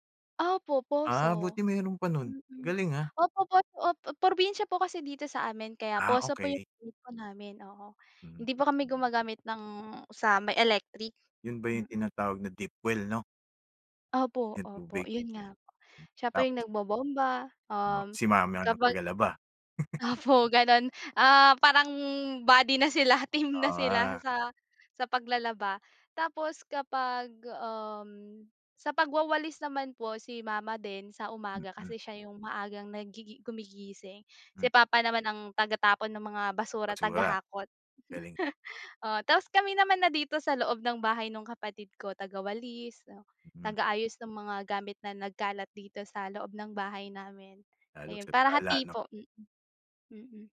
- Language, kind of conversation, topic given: Filipino, podcast, Paano ninyo inaayos at hinahati ang mga gawaing-bahay sa inyong tahanan?
- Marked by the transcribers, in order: other background noise; in English: "deep well"; chuckle; tapping; chuckle